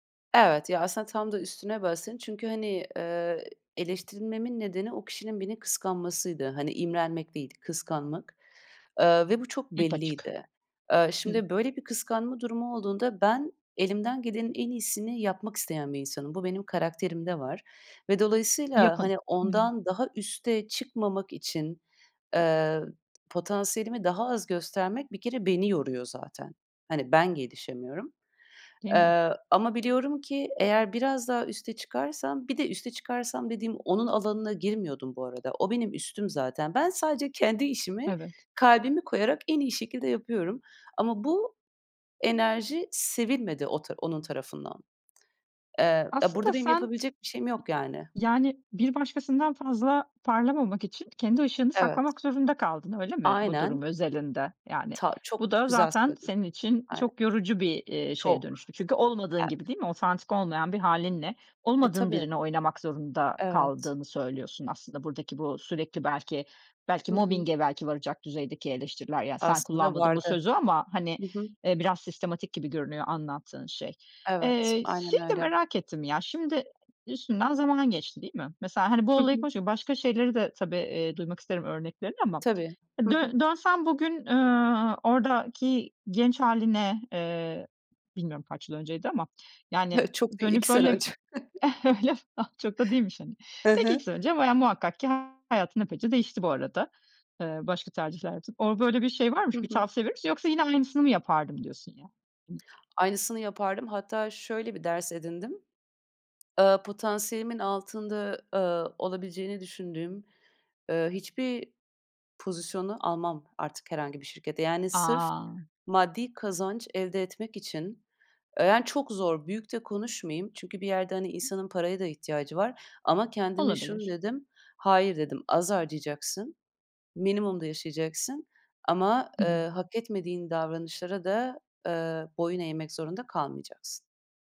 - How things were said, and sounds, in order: tapping; other background noise; chuckle; laughing while speaking: "önce"; chuckle; other noise
- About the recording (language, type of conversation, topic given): Turkish, podcast, Eleştiriyi kafana taktığında ne yaparsın?